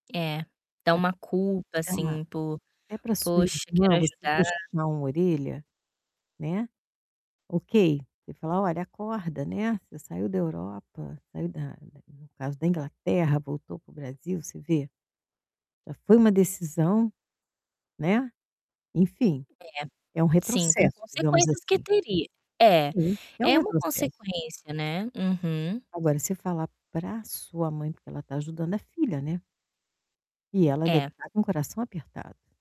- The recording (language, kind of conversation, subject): Portuguese, advice, Como posso quebrar padrões de comunicação disfuncionais na minha família?
- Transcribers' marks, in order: distorted speech; static; other background noise